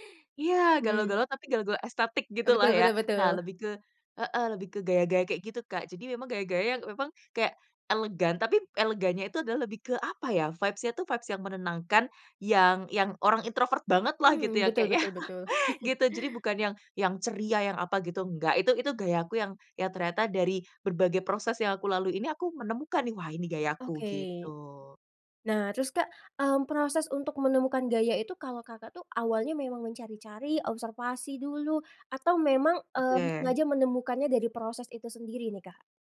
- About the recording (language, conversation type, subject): Indonesian, podcast, Bagaimana kamu menemukan suara atau gaya kreatifmu sendiri?
- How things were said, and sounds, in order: in English: "vibes-nya"; in English: "vibes"; chuckle; tapping; other background noise